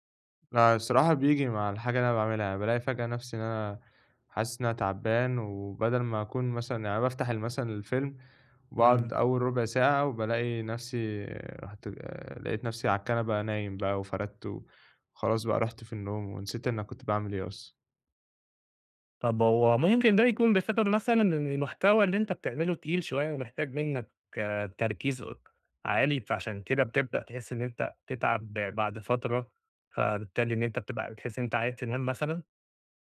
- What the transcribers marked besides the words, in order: tapping
- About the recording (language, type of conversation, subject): Arabic, advice, ليه بقيت بتشتت ومش قادر أستمتع بالأفلام والمزيكا والكتب في البيت؟